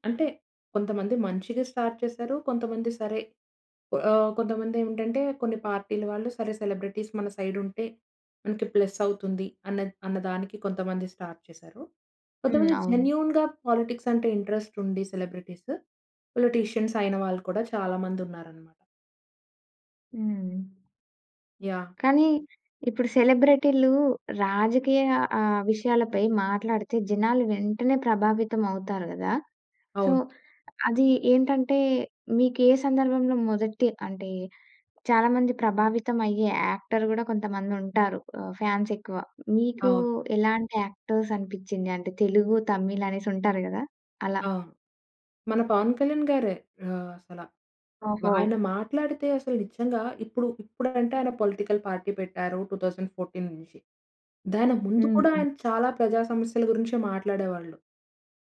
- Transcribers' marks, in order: in English: "స్టార్ట్"; in English: "పార్టీ‌ల"; in English: "సెలబ్రిటీస్"; in English: "సైడ్"; in English: "ప్లస్"; in English: "స్టార్ట్"; in English: "జెన్యూన్‌గా పాలిటిక్స్"; tapping; in English: "ఇంట్రెస్ట్"; in English: "సెలబ్రిటీస్ పొలిటీషియన్స్"; in English: "సెలబ్రెటీ‌లు"; in English: "సో"; in English: "యాక్టర్"; in English: "ఫాన్స్"; in English: "యాక్టర్స్"; "ఆయన" said as "వాయన"; in English: "పొలిటికల్ పార్టీ"; in English: "టూ థౌసండ్ ఫోర్టీన్"; other noise
- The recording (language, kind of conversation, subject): Telugu, podcast, సెలబ్రిటీలు రాజకీయ విషయాలపై మాట్లాడితే ప్రజలపై ఎంత మేర ప్రభావం పడుతుందనుకుంటున్నారు?